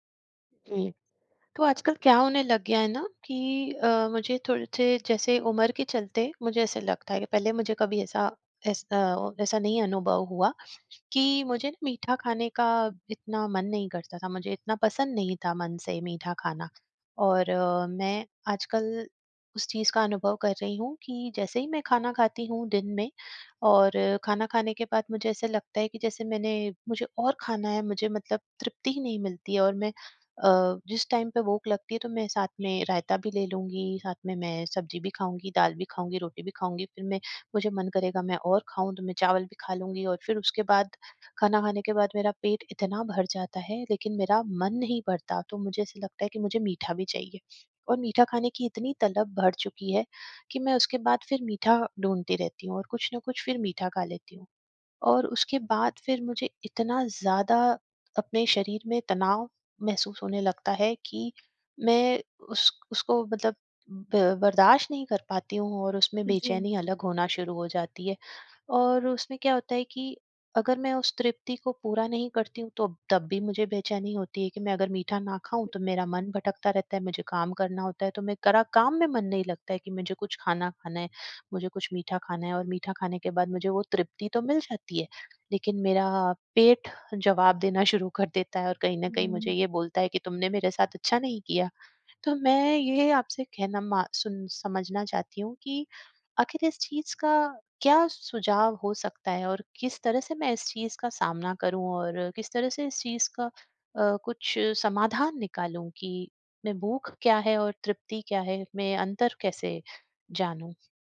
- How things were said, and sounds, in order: other background noise; tapping; in English: "टाइम"
- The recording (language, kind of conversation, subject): Hindi, advice, भूख और तृप्ति को पहचानना